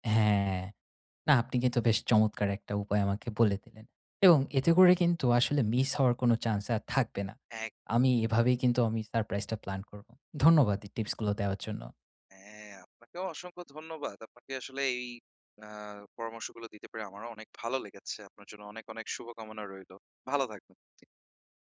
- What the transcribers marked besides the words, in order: none
- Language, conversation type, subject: Bengali, advice, ছুটি পরিকল্পনা করতে গিয়ে মানসিক চাপ কীভাবে কমাব এবং কোথায় যাব তা কীভাবে ঠিক করব?